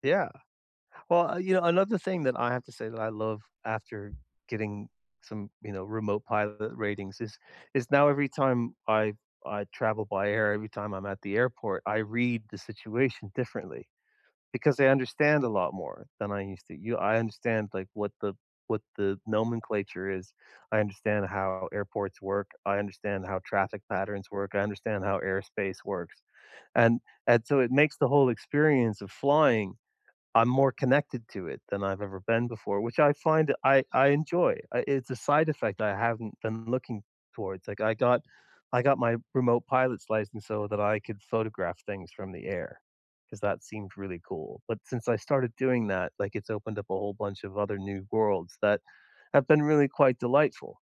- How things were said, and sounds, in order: tapping
- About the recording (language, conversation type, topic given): English, unstructured, What’s a small risk you took that paid off?